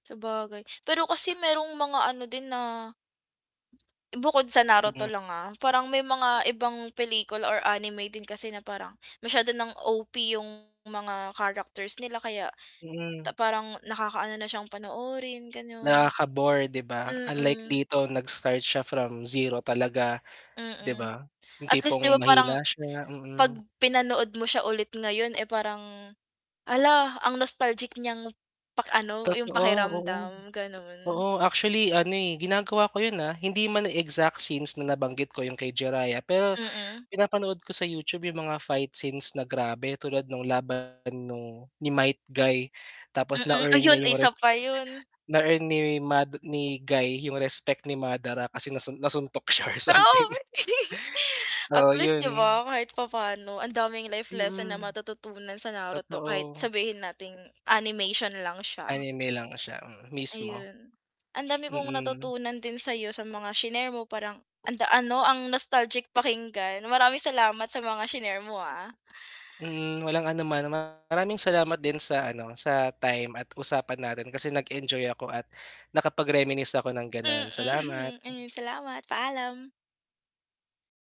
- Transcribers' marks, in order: distorted speech; tapping; other background noise; tongue click; giggle; laughing while speaking: "siya or something"; chuckle
- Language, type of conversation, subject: Filipino, podcast, Anong pelikula ang talagang tumatak sa’yo, at bakit?